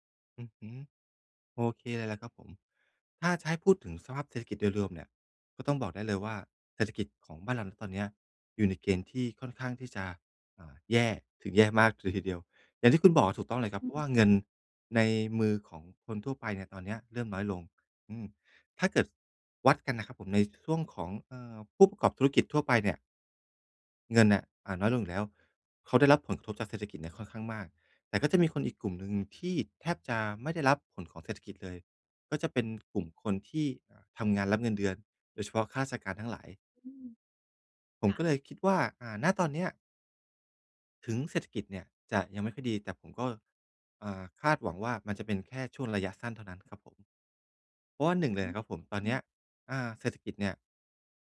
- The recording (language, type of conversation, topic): Thai, advice, ฉันจะรับมือกับความกลัวและความล้มเหลวได้อย่างไร
- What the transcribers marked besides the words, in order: none